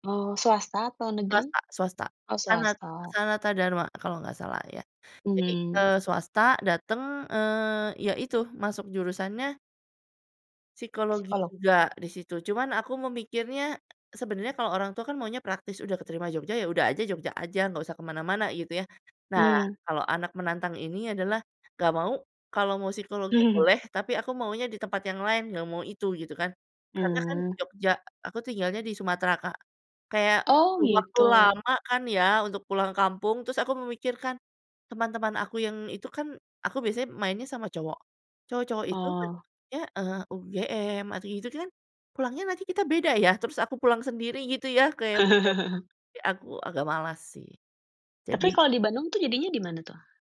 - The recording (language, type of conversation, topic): Indonesian, podcast, Seberapa penting opini orang lain saat kamu galau memilih?
- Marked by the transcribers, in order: chuckle; "terus" said as "tus"; other background noise; chuckle; unintelligible speech